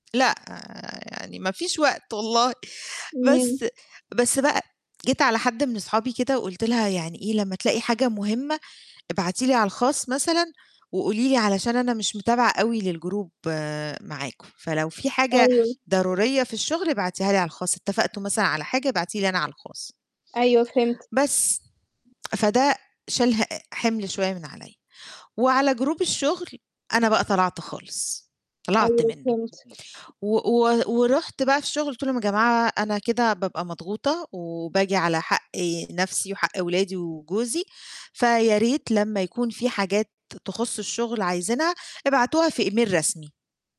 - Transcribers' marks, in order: laughing while speaking: "والله"; in English: "للجروب"; in English: "جروب"; other noise; in English: "إيميل"
- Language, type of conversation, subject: Arabic, podcast, إزاي نقدر نحط حدود واضحة بين الشغل والبيت في زمن التكنولوجيا؟